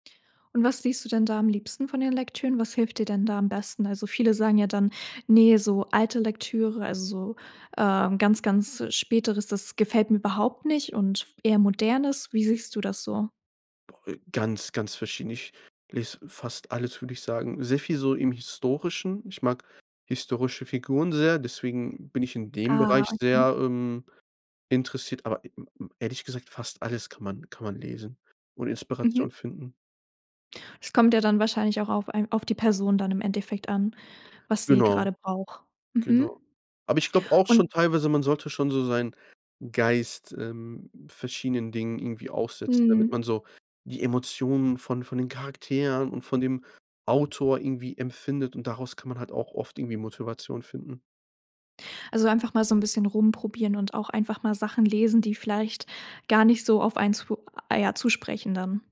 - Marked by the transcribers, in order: other background noise; other noise
- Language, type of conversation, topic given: German, podcast, Wie bewahrst du dir langfristig die Freude am kreativen Schaffen?